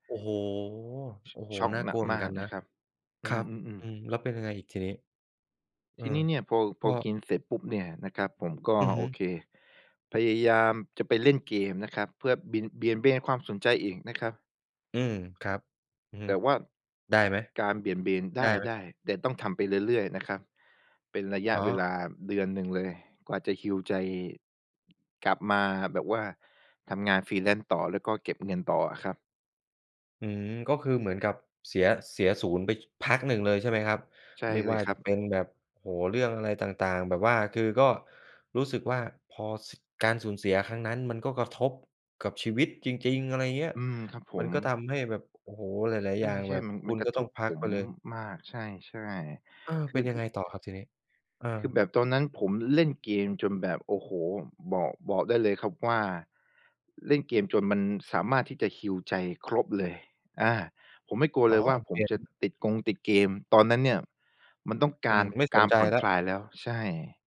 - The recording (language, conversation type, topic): Thai, podcast, ทำยังไงถึงจะหาแรงจูงใจได้เมื่อรู้สึกท้อ?
- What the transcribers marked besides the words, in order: in English: "heal"; in English: "freelance"; in English: "heal"